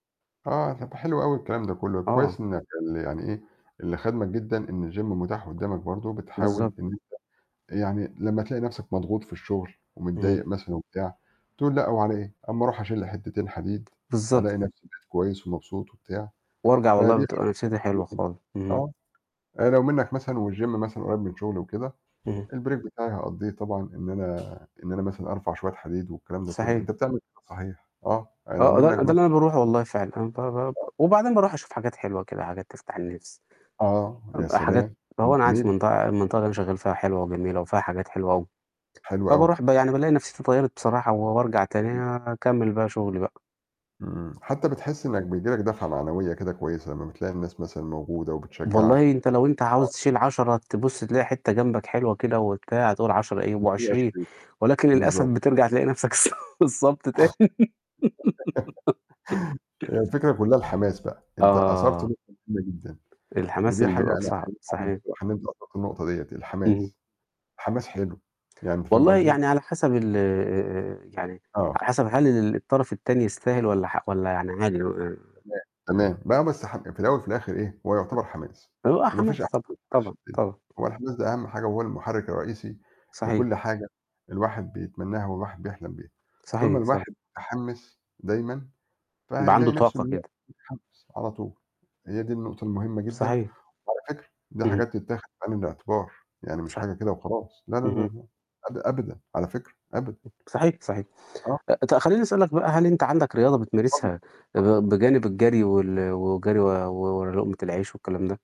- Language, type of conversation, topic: Arabic, unstructured, إيه رأيك في أهمية إننا نمارس الرياضة كل يوم؟
- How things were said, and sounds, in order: in English: "الgym"; static; tapping; distorted speech; unintelligible speech; in English: "والgym"; other background noise; in English: "الbreak"; unintelligible speech; laugh; unintelligible speech; laughing while speaking: "تاني"; laugh; unintelligible speech